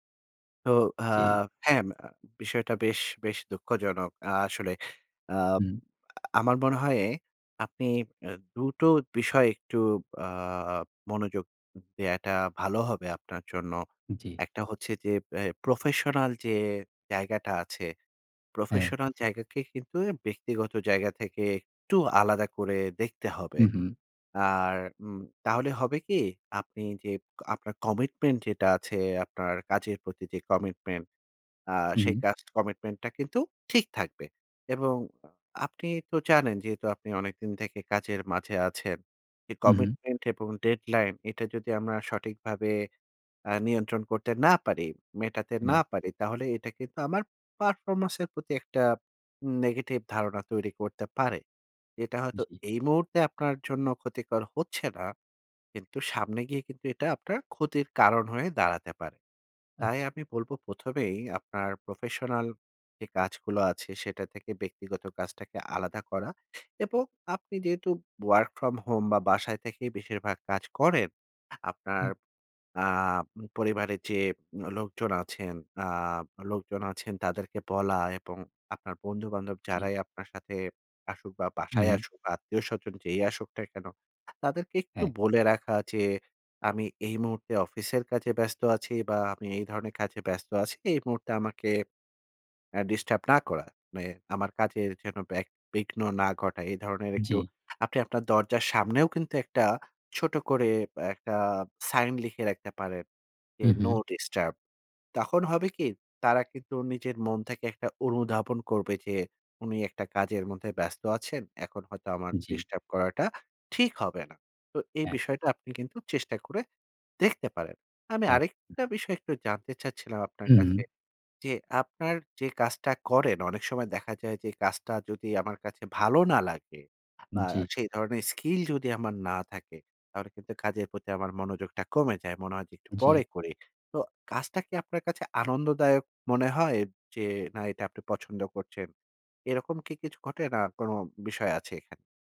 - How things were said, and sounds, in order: "পারফরম্যান্সের" said as "পারফরমসের"
- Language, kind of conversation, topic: Bengali, advice, কাজ বারবার পিছিয়ে রাখা